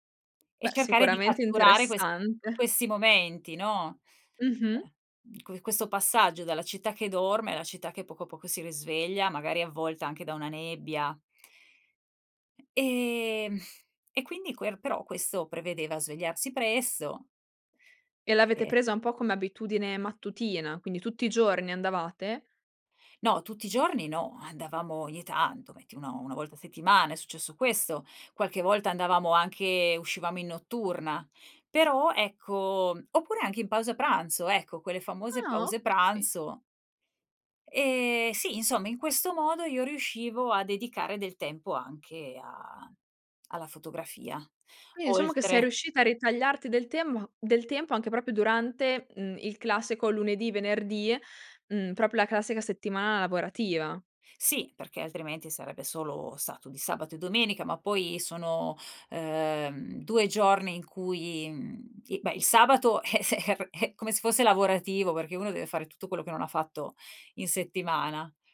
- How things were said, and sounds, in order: sigh; background speech; blowing; "Quindi" said as "Quini"; "proprio" said as "propio"; laughing while speaking: "è ser è"
- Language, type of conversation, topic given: Italian, podcast, Come riuscivi a trovare il tempo per imparare, nonostante il lavoro o la scuola?